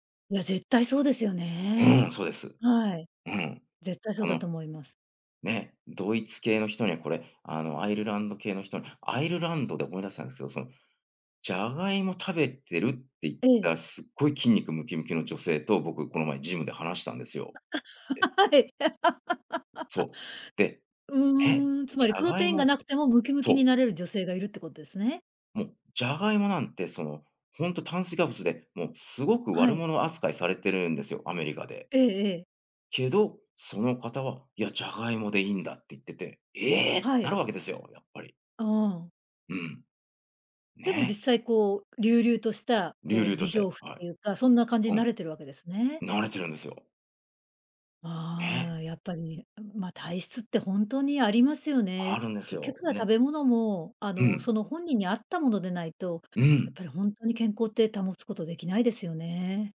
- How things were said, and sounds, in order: laughing while speaking: "はい"; laugh
- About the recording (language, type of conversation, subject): Japanese, podcast, 食文化に関して、特に印象に残っている体験は何ですか?